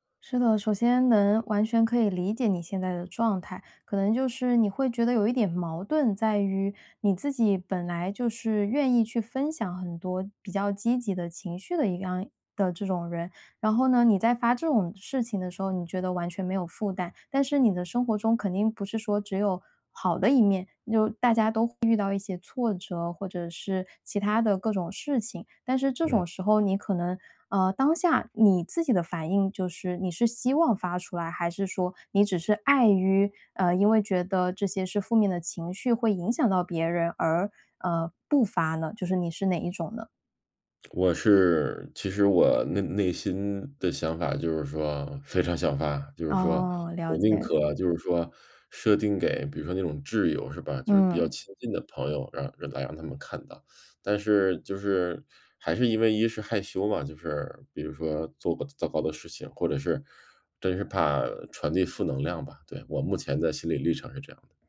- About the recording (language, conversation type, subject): Chinese, advice, 我该如何在社交媒体上既保持真实又让人喜欢？
- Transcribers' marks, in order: none